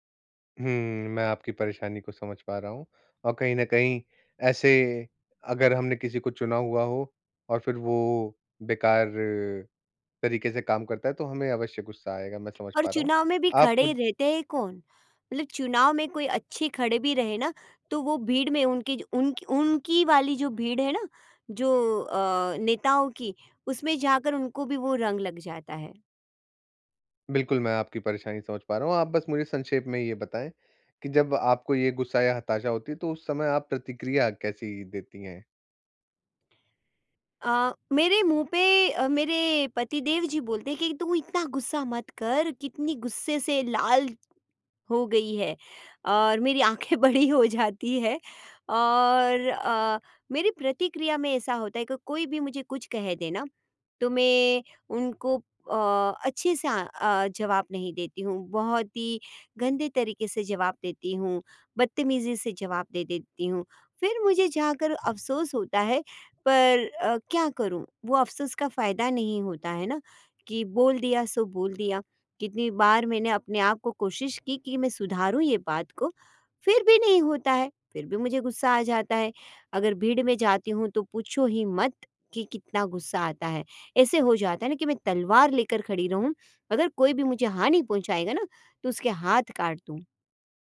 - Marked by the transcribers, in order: laughing while speaking: "आँखें बड़ी हो"
- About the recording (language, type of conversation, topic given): Hindi, advice, ट्रैफिक या कतार में मुझे गुस्सा और हताशा होने के शुरुआती संकेत कब और कैसे समझ में आते हैं?